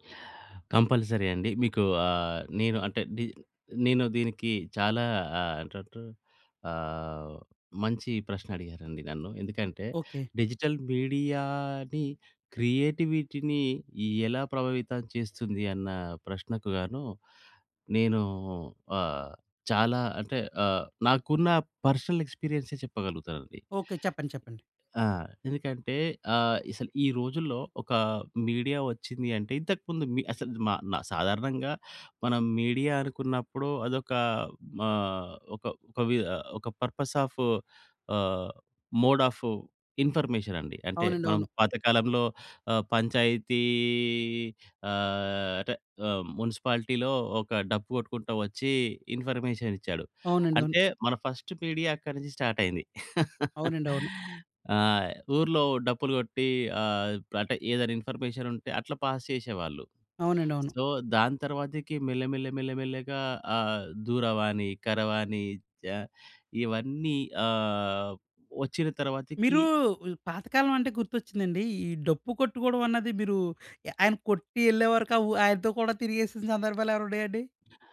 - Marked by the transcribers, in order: in English: "కంపల్సరీ"; in English: "డిజిటల్ మీడియాని క్రియేటివిటీని"; in English: "పర్సనల్"; in English: "మీడియా"; in English: "మీడియా"; in English: "పర్పస్ ఆఫ్"; in English: "మోడ్ ఆఫ్ ఇన్‌ఫర్మేషన్"; drawn out: "పంచాయతీ, ఆహ్"; in English: "ఇన్‌ఫర్మేషన్"; in English: "ఫస్ట్ మీడియా"; in English: "స్టార్ట్"; chuckle; in English: "ఇన్‌ఫర్మేషన్"; in English: "పాస్"; in English: "సో"; giggle
- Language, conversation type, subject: Telugu, podcast, డిజిటల్ మీడియా మీ సృజనాత్మకతపై ఎలా ప్రభావం చూపుతుంది?